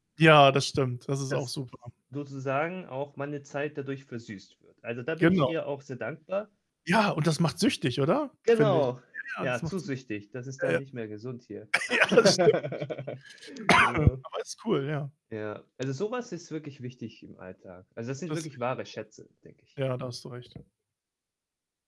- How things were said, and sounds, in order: distorted speech; static; other background noise; laughing while speaking: "Ja, das stimmt"; laugh; cough
- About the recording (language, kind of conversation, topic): German, unstructured, Welche Rolle spielt Humor in deinem Alltag?